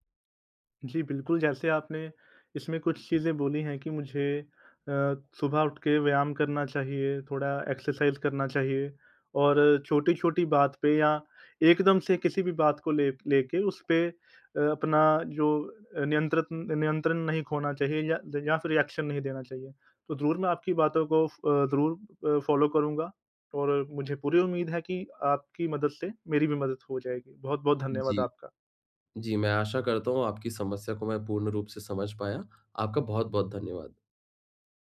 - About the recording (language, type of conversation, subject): Hindi, advice, मैं माइंडफुलनेस की मदद से अपनी तीव्र भावनाओं को कैसे शांत और नियंत्रित कर सकता/सकती हूँ?
- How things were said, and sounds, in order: in English: "एक्सरसाइज़"; in English: "रिएक्शन"; in English: "फ़ॉलो"